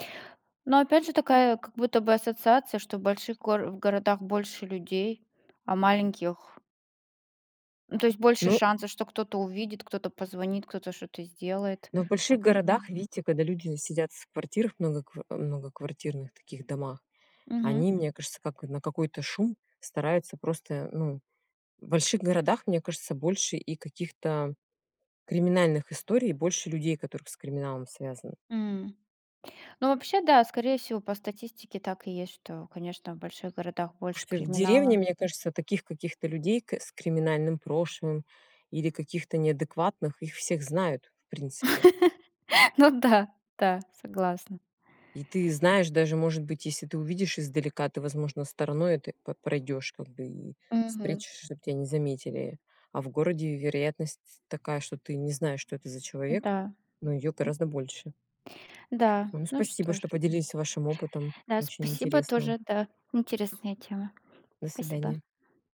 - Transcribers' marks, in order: tapping; laugh
- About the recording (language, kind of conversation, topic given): Russian, unstructured, Почему, по-вашему, люди боятся выходить на улицу вечером?